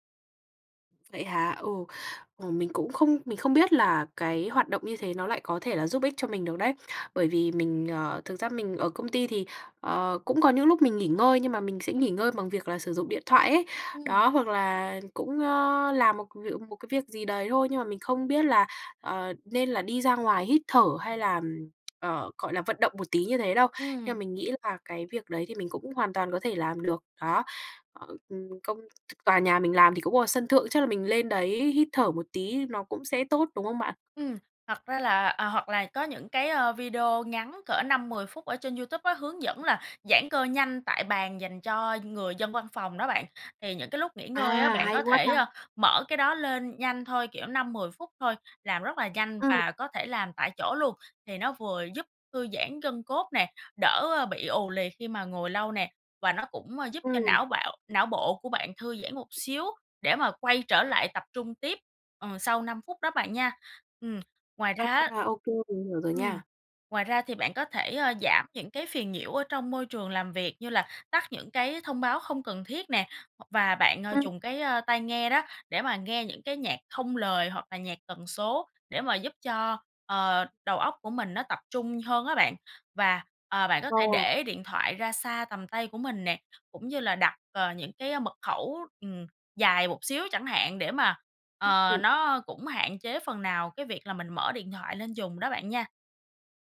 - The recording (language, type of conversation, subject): Vietnamese, advice, Làm thế nào để tôi có thể tập trung làm việc lâu hơn?
- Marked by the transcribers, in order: tapping; tsk; other background noise